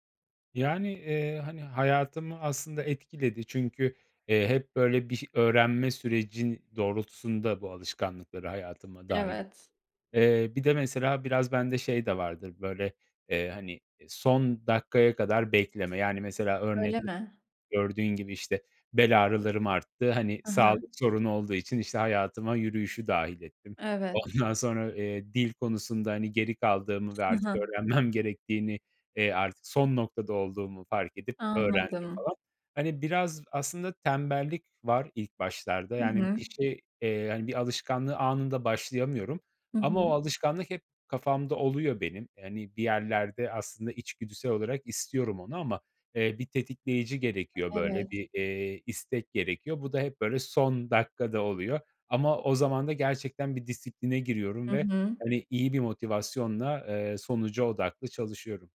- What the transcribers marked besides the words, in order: tapping; unintelligible speech; laughing while speaking: "Ondan"; laughing while speaking: "öğrenmem"; other background noise
- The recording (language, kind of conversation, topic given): Turkish, podcast, Hayatınızı değiştiren küçük ama etkili bir alışkanlık neydi?